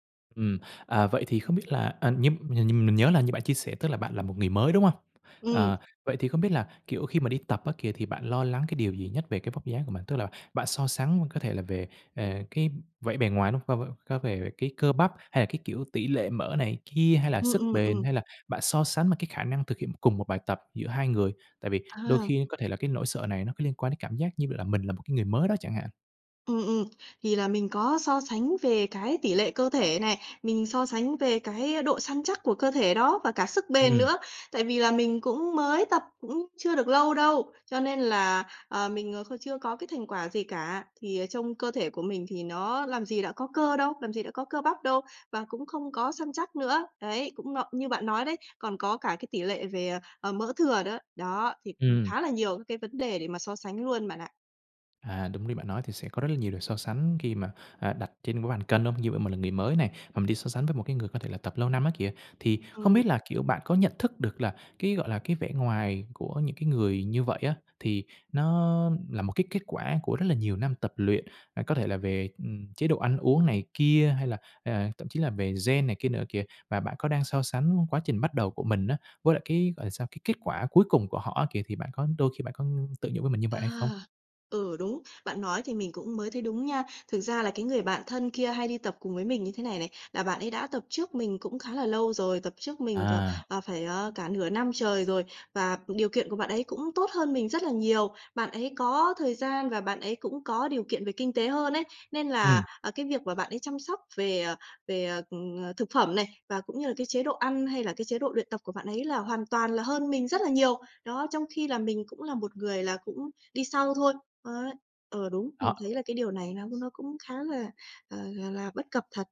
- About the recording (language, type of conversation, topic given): Vietnamese, advice, Làm thế nào để bớt tự ti về vóc dáng khi tập luyện cùng người khác?
- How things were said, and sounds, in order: other background noise; tapping; in English: "gen"